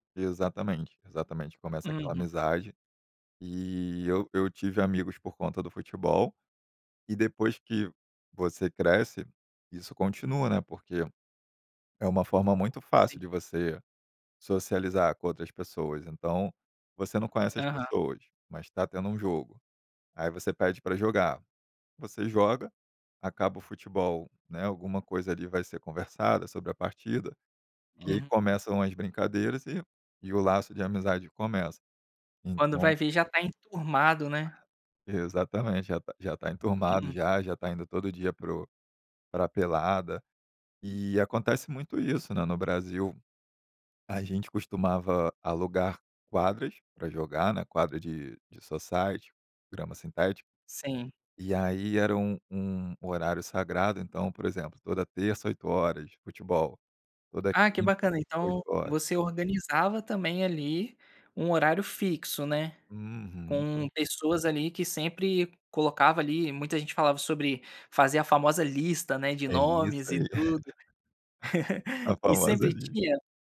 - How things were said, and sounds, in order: tapping; other background noise; in English: "society"; chuckle
- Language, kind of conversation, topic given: Portuguese, podcast, Como o esporte une as pessoas na sua comunidade?